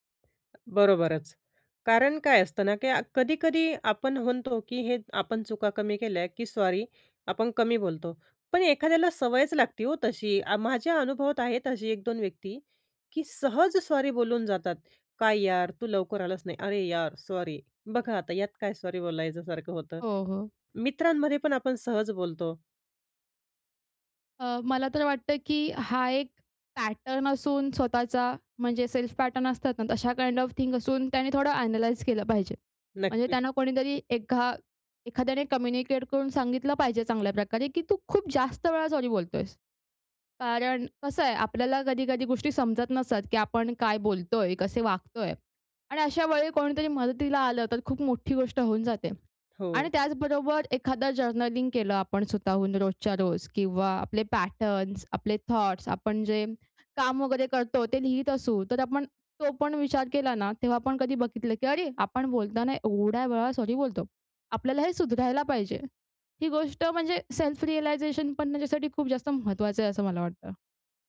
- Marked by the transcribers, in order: tapping; in English: "पॅटर्न"; in English: "सेल्फ पॅटर्न"; in English: "काइंड ऑफ थिंग"; in English: "ॲनलाइज"; in English: "कम्युनिकेट"; in English: "जर्नलिंग"; in English: "पॅटर्न्स"; in English: "थॉट्स"; in English: "सेल्फ रियलाईझेशन"
- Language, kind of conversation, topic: Marathi, podcast, अनावश्यक माफी मागण्याची सवय कमी कशी करावी?